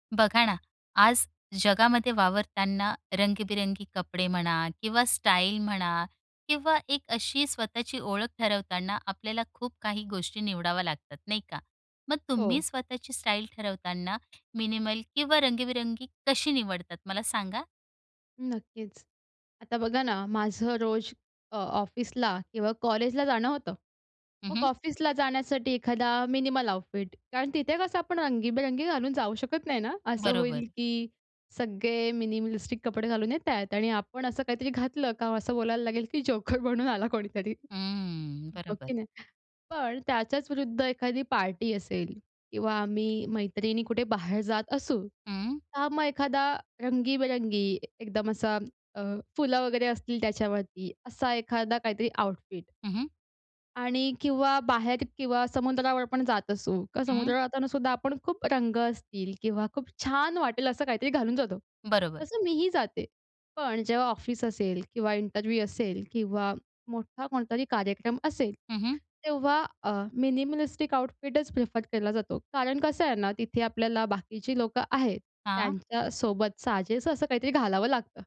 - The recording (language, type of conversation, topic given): Marathi, podcast, तुम्ही स्वतःची स्टाईल ठरवताना साधी-सरळ ठेवायची की रंगीबेरंगी, हे कसे ठरवता?
- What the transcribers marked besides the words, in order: in English: "मिनिमल"; in English: "मिनिमल आउटफिट"; in English: "मिनीमलिस्टिक"; laughing while speaking: "की जोकर म्हणून आला कोणीतरी"; in English: "आउटफिट"; in English: "इंटरव्ह्यू"; in English: "मिनिमलिस्टिक आउटफिटच प्रिफर"